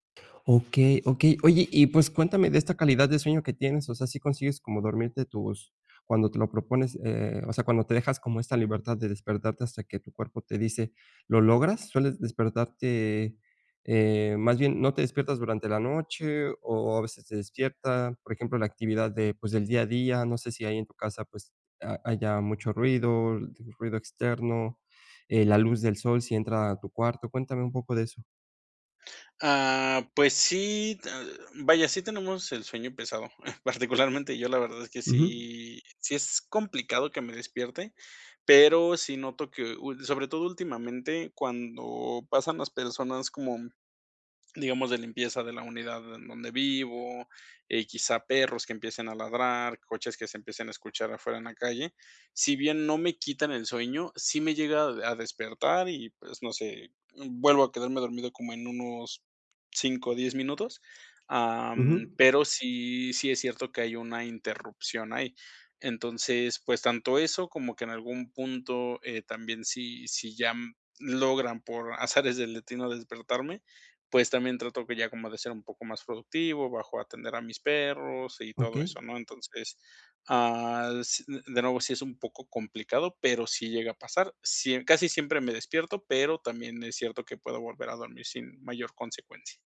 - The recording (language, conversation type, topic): Spanish, advice, ¿Cómo puedo establecer una rutina de sueño consistente cada noche?
- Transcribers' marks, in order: other background noise; chuckle